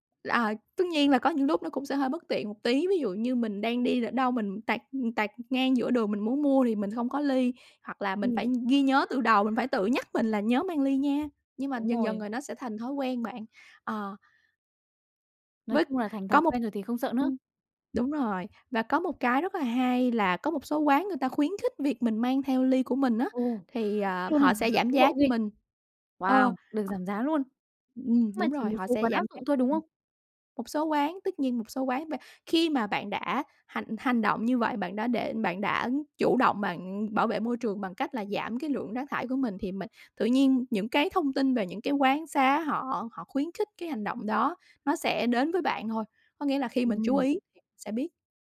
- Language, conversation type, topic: Vietnamese, podcast, Bạn làm gì để hạn chế đồ nhựa dùng một lần khi đi ăn?
- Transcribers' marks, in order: tapping; other background noise